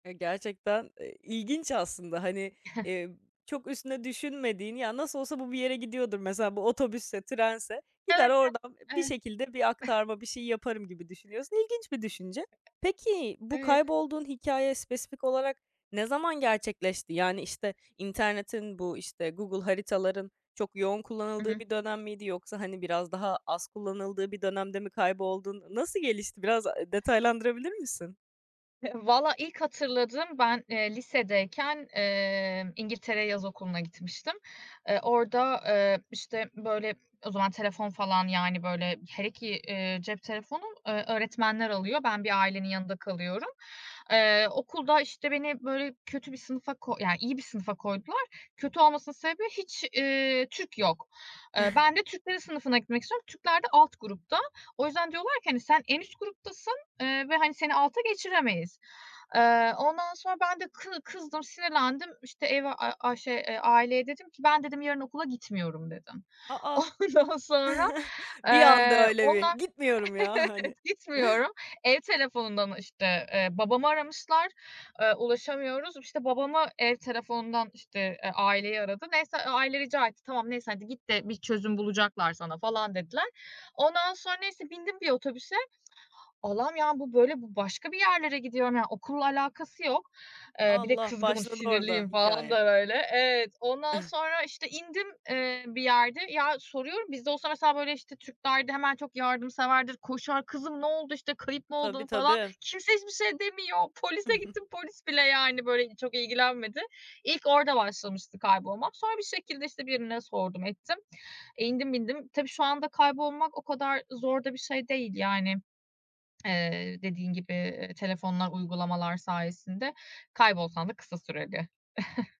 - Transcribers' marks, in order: tapping; chuckle; other background noise; chuckle; chuckle; chuckle; chuckle; laughing while speaking: "Ondan"; baby crying; chuckle; laughing while speaking: "Evet"; tsk; chuckle; chuckle; tsk; chuckle
- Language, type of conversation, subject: Turkish, podcast, Bir yolculukta kaybolduğun bir anı anlatır mısın?